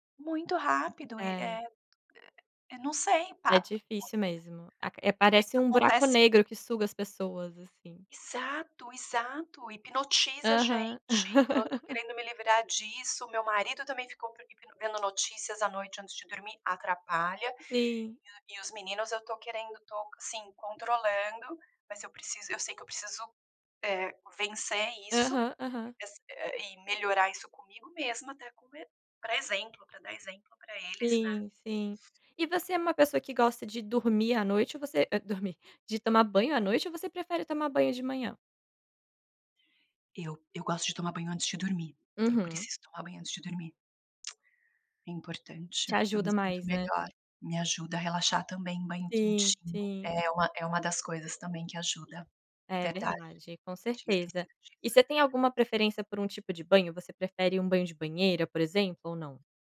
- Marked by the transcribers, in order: unintelligible speech; laugh; unintelligible speech; tapping; other background noise; tongue click
- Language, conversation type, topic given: Portuguese, podcast, Quais rituais ajudam você a dormir melhor?